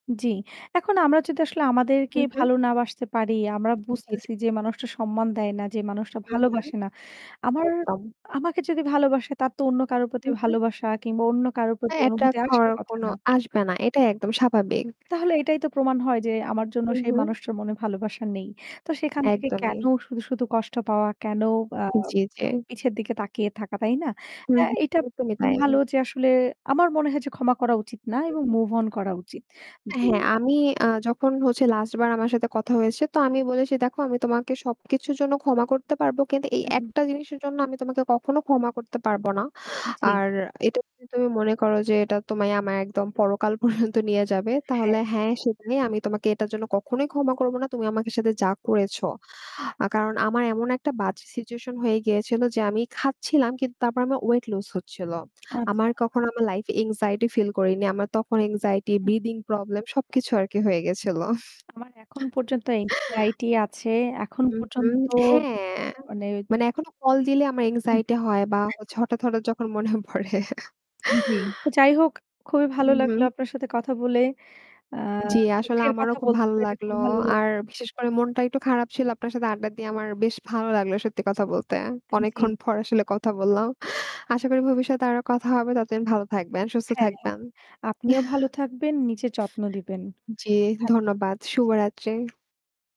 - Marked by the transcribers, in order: static; other background noise; distorted speech; laughing while speaking: "পর্যন্ত"; chuckle; laughing while speaking: "মনে পড়ে"; laughing while speaking: "অনেকক্ষণ পর আসলে কথা বললাম"; chuckle; "নিজের" said as "নিচে"
- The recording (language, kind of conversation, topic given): Bengali, unstructured, প্রেমে প্রিয়জনের ভুল ক্ষমা করতে কেন কষ্ট হয়?